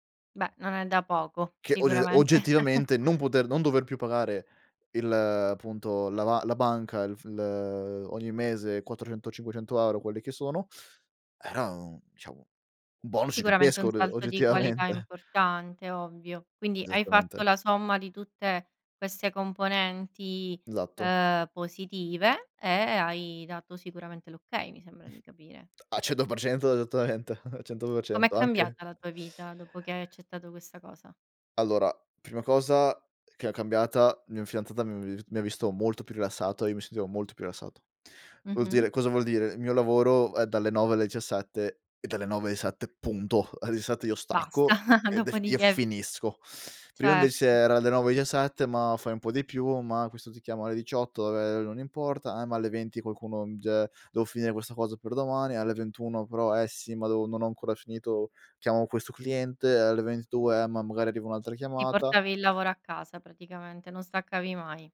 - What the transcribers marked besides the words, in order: laughing while speaking: "sicuramente"; chuckle; "diciamo" said as "ciamo"; "bonus" said as "bonu"; "gigantesco" said as "scicantesco"; laughing while speaking: "oggettivamente"; other background noise; laughing while speaking: "edottamente. A"; "esattamente" said as "edottamente"; "fidanzata" said as "fianzata"; "rilassato" said as "riassato"; "diciassette" said as "iciassette"; stressed: "punto!"; "diciassette" said as "dissette"; chuckle; "diciassette" said as "iciassette"; "mi" said as "m"; "dice" said as "ige"; "ventitue" said as "ventdue"; tapping
- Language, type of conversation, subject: Italian, podcast, Quanto pesa la stabilità rispetto alla libertà nella vita professionale?